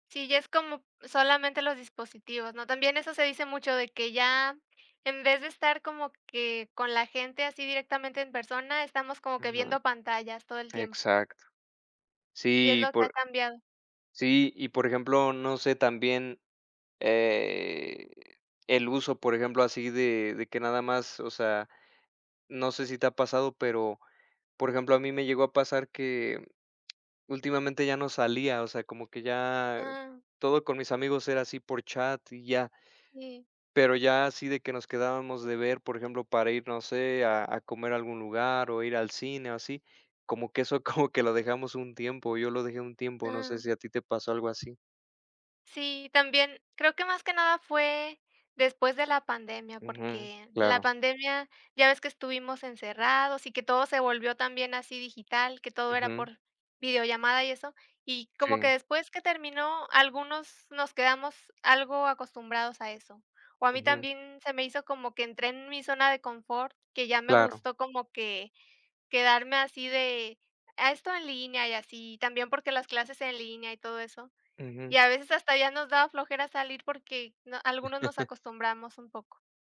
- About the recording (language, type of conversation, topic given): Spanish, unstructured, ¿Crees que algunos pasatiempos son una pérdida de tiempo?
- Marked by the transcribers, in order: laughing while speaking: "como"; tapping; chuckle